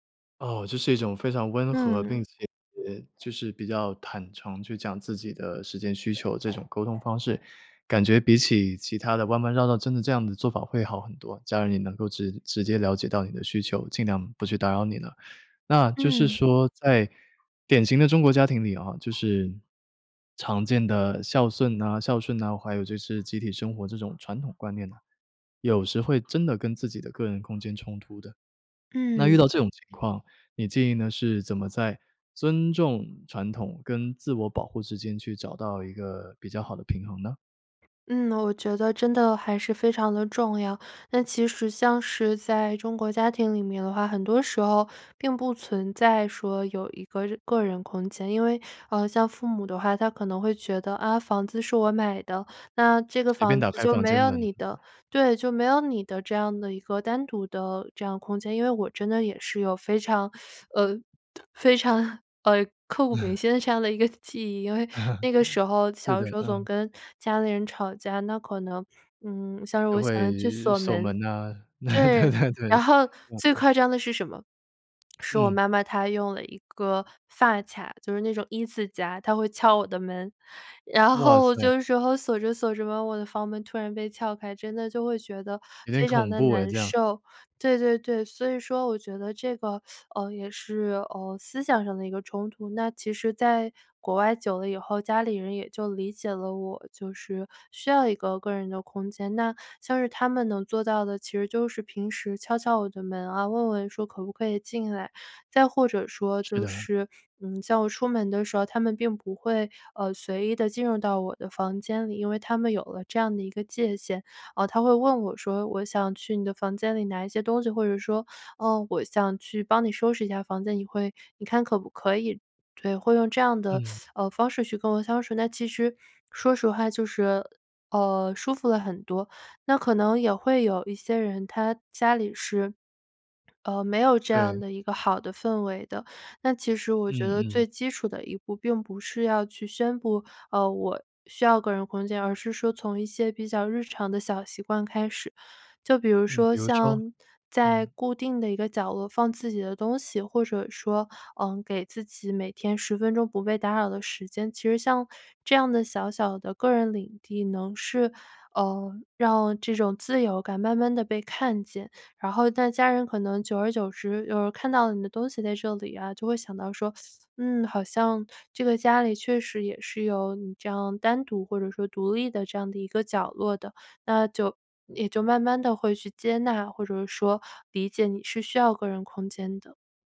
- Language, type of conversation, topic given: Chinese, podcast, 如何在家庭中保留个人空间和自由？
- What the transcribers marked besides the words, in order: tapping; other background noise; teeth sucking; laughing while speaking: "非常，呃，刻骨铭心的这样的一个记忆"; laughing while speaking: "嗯"; chuckle; laughing while speaking: "对 对 对"; teeth sucking; teeth sucking; teeth sucking